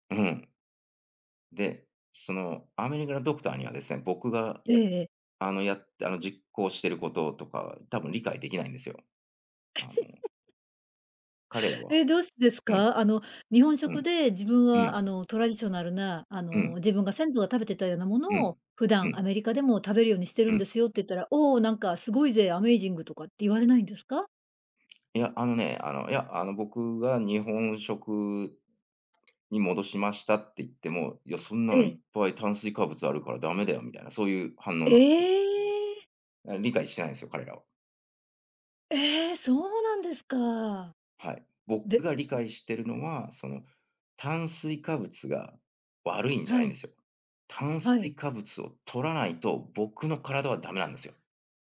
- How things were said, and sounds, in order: laugh; in English: "トラディショナル"; put-on voice: "アメイジング"; in English: "アメイジング"; tapping; other noise; surprised: "ええ！"; other background noise
- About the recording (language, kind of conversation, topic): Japanese, podcast, 食文化に関して、特に印象に残っている体験は何ですか?